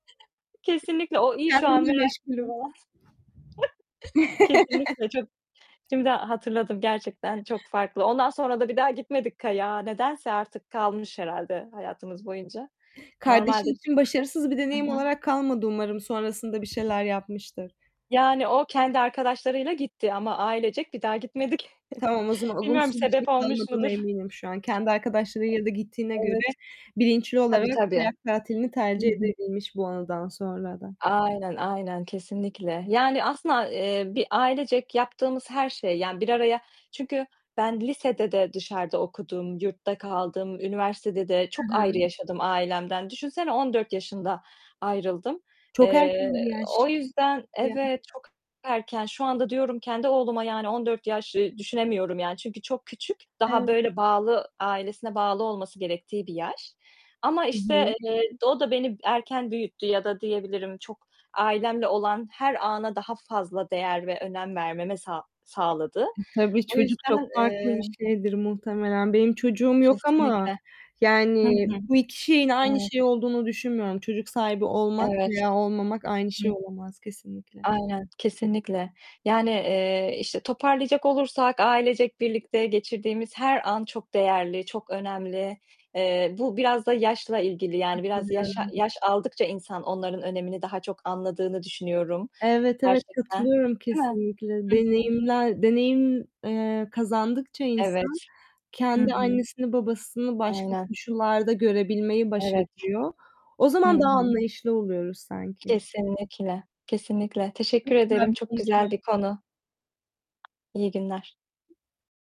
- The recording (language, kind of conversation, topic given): Turkish, unstructured, Ailenle paylaştığın en sevdiğin ortak anın nedir?
- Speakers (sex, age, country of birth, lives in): female, 25-29, Turkey, Italy; female, 30-34, Turkey, Germany
- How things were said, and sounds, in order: other background noise; distorted speech; unintelligible speech; chuckle; laugh; tapping; chuckle; static; background speech; unintelligible speech